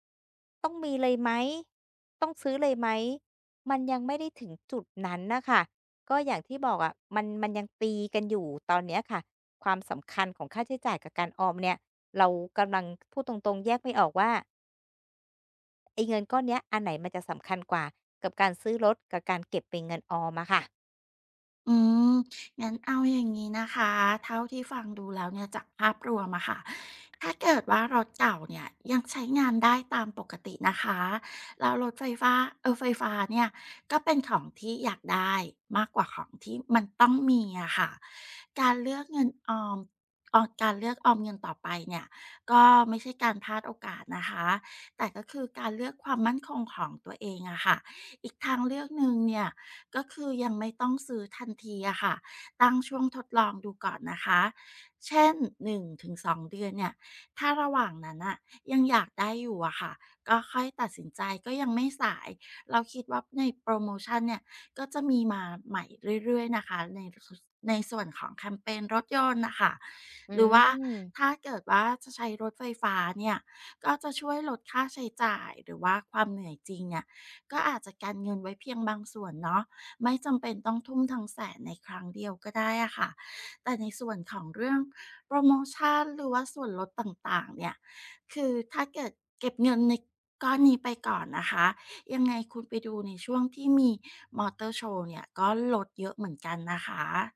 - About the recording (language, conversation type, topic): Thai, advice, จะจัดลำดับความสำคัญระหว่างการใช้จ่ายเพื่อความสุขตอนนี้กับการออมเพื่ออนาคตได้อย่างไร?
- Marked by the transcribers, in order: other background noise; tapping; drawn out: "อืม"